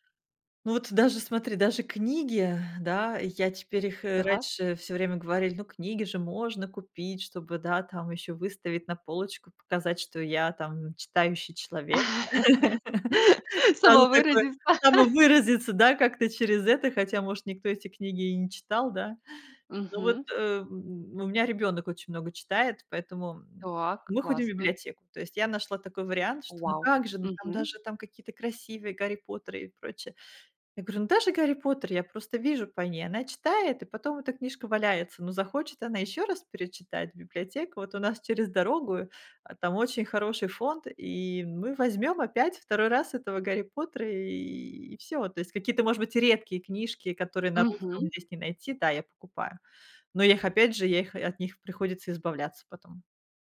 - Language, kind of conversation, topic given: Russian, podcast, Как найти баланс между минимализмом и самовыражением?
- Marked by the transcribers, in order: laugh; laugh; tapping